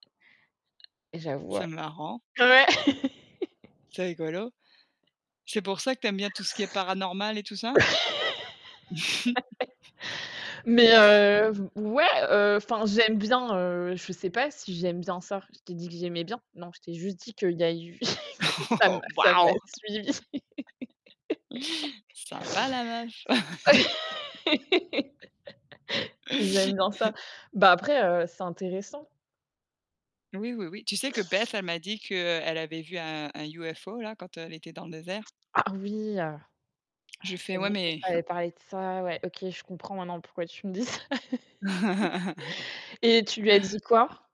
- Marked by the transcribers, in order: tapping; laughing while speaking: "ouais"; laugh; static; laugh; chuckle; laughing while speaking: "Oh oh !"; laughing while speaking: "que ça m'a ça m'a suivie"; laugh; laugh; put-on voice: "UFO"; other background noise; distorted speech; chuckle; chuckle; laughing while speaking: "dis ça"; laugh
- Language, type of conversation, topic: French, unstructured, Qu’est-ce qui rend un souvenir particulièrement précieux selon toi ?